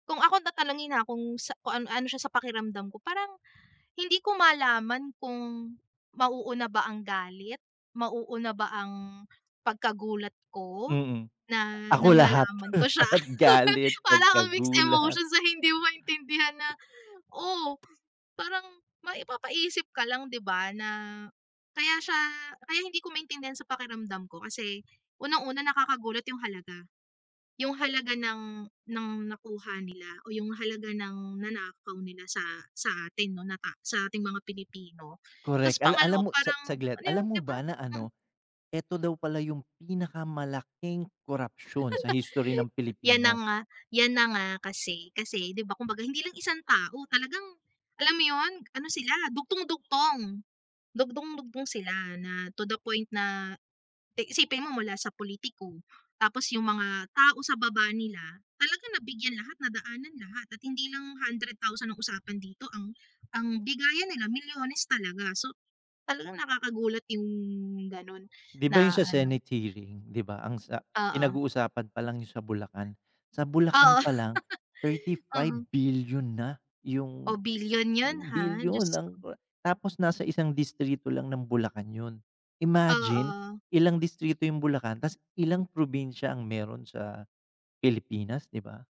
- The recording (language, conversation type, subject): Filipino, unstructured, Ano ang pinaka nakakagulat na balitang narinig mo kamakailan?
- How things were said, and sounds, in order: tapping; chuckle; chuckle; chuckle